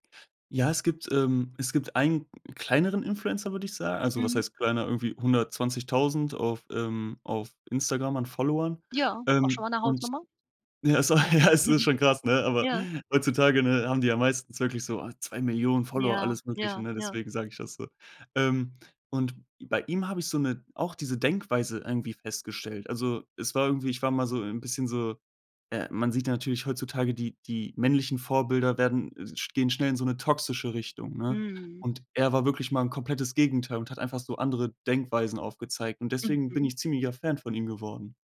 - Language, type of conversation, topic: German, podcast, Welche Gewohnheit hat dein Leben am meisten verändert?
- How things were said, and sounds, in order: unintelligible speech; chuckle